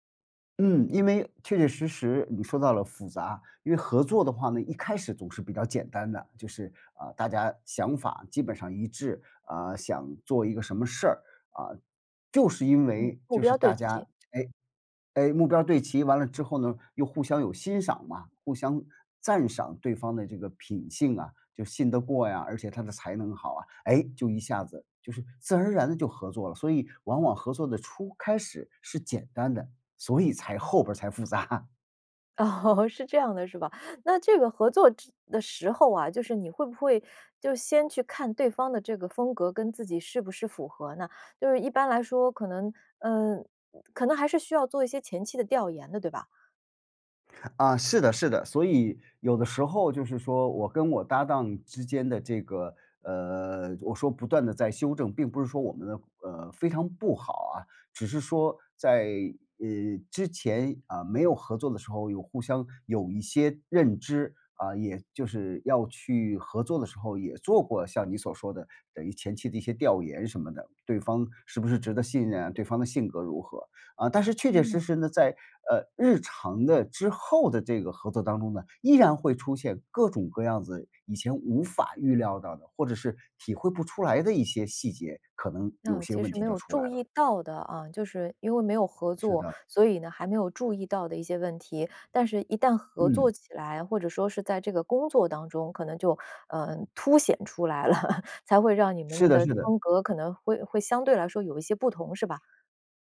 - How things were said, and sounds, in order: laughing while speaking: "才复杂"; laughing while speaking: "哦，是这样的是吧？"; other background noise; laugh
- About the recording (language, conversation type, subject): Chinese, podcast, 合作时你如何平衡个人风格？